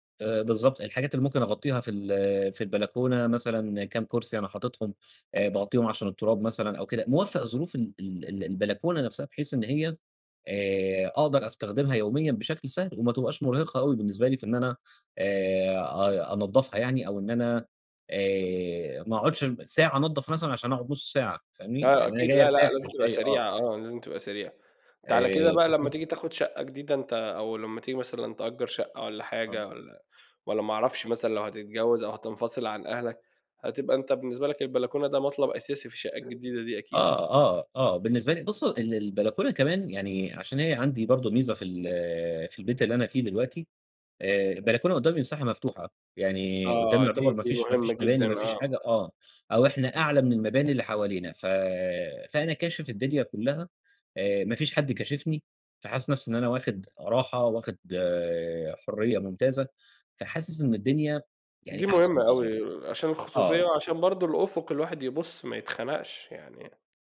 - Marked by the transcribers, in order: unintelligible speech; other noise
- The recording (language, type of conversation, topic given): Arabic, podcast, إزاي تستغل المساحات الضيّقة في البيت؟